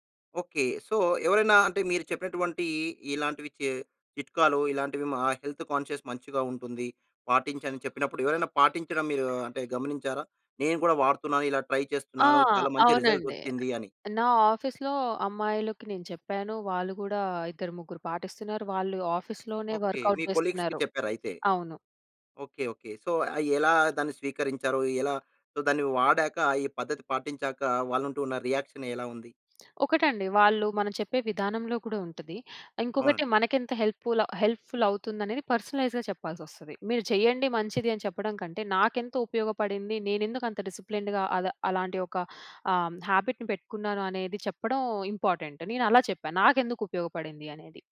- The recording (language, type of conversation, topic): Telugu, podcast, ఉదయాన్ని శ్రద్ధగా ప్రారంభించడానికి మీరు పాటించే దినచర్య ఎలా ఉంటుంది?
- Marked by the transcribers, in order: in English: "సో"; in English: "హెల్త్ కాన్షియస్"; other background noise; in English: "ట్రై"; in English: "రిజల్ట్"; in English: "ఆఫీస్‌లో"; in English: "ఆఫీస్‌లోనే వర్కౌట్"; in English: "కొలీగ్స్‌కి"; in English: "సో"; in English: "రియాక్షన్"; in English: "హెల్ప్‌ఫుల్ హెల్ప్‌ఫుల్"; in English: "పర్సనలైజ్డ్‌గా"; in English: "డిసిప్లిన్డ్‌గా"; in English: "హ్యాబిట్‌ని"; in English: "ఇంపార్టెంట్"